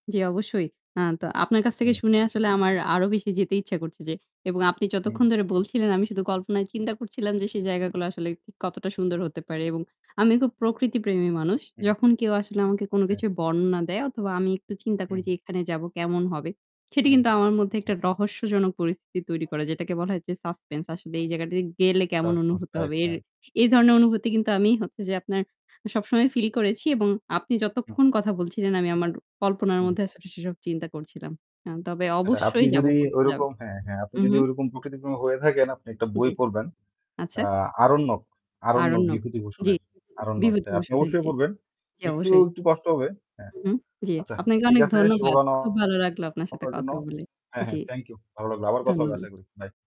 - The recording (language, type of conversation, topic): Bengali, unstructured, কম বাজেটে ভ্রমণ করার জন্য কী পরামর্শ দিতে পারেন?
- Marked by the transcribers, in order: tapping; static; unintelligible speech; other background noise; in English: "suspense"; in English: "suspense"; distorted speech